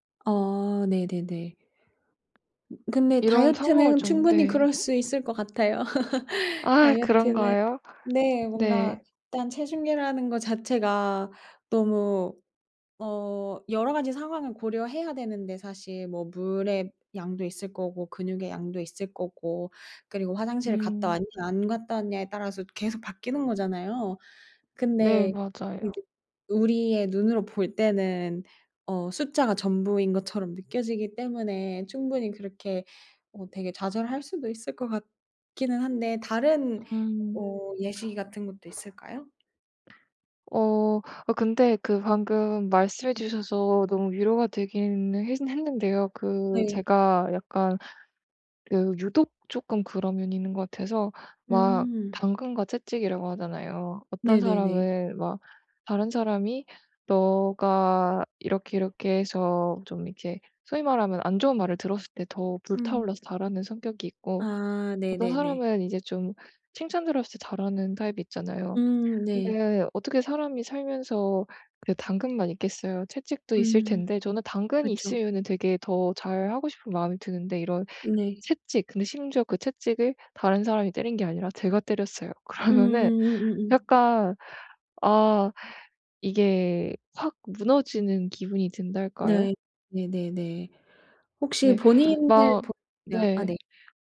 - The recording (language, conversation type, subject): Korean, advice, 중단한 뒤 죄책감 때문에 다시 시작하지 못하는 상황을 어떻게 극복할 수 있을까요?
- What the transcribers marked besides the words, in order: other background noise; laugh; tapping; laughing while speaking: "그러면은"